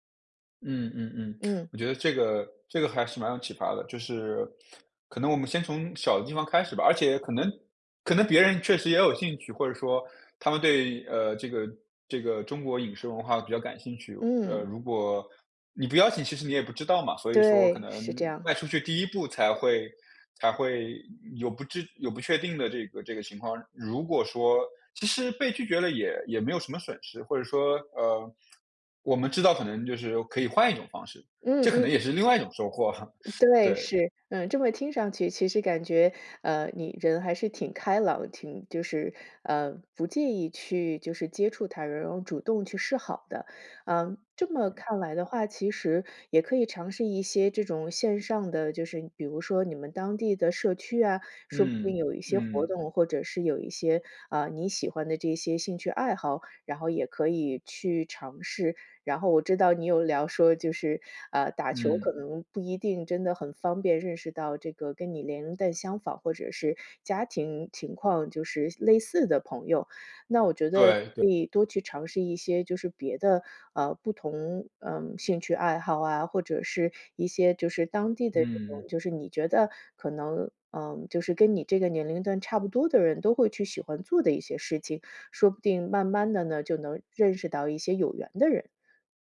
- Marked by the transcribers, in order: lip smack; other background noise; laughing while speaking: "获"
- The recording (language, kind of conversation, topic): Chinese, advice, 在新城市里我该怎么建立自己的社交圈？